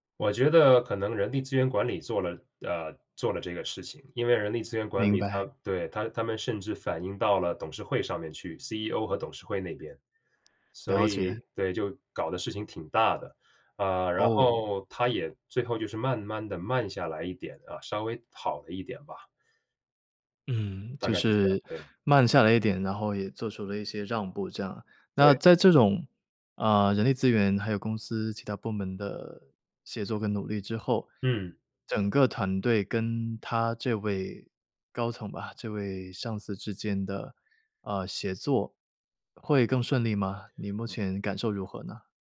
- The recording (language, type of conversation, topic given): Chinese, podcast, 在团队里如何建立信任和默契？
- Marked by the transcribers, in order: none